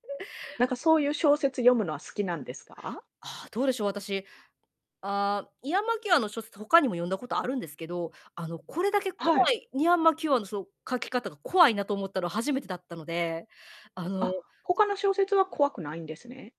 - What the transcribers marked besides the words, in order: none
- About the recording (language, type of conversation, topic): Japanese, podcast, フィクションをきっかけに、現実の見方を考え直したことはありますか？